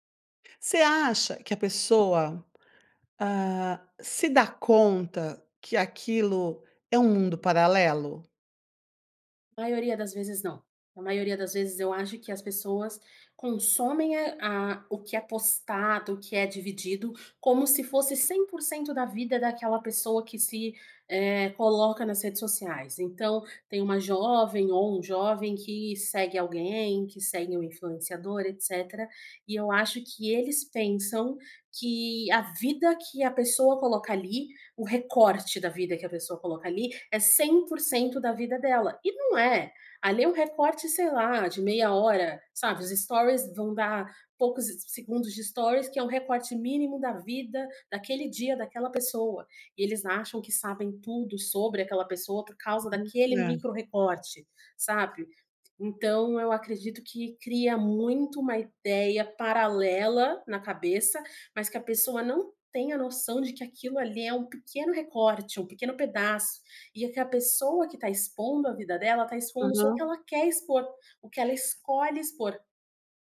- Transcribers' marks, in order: unintelligible speech
- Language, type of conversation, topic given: Portuguese, podcast, Como você equilibra a vida offline e o uso das redes sociais?